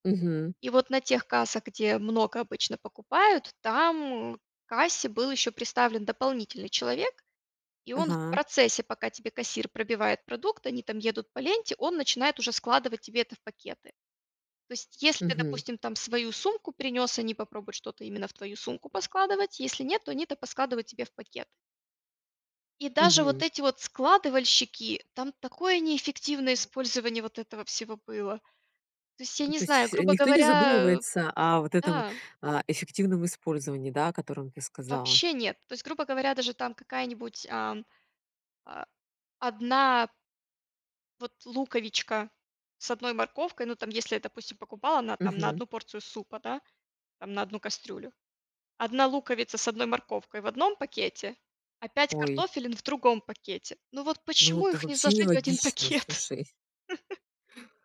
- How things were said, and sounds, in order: tapping; chuckle
- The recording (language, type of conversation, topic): Russian, podcast, Как, по‑твоему, можно решить проблему пластика в быту?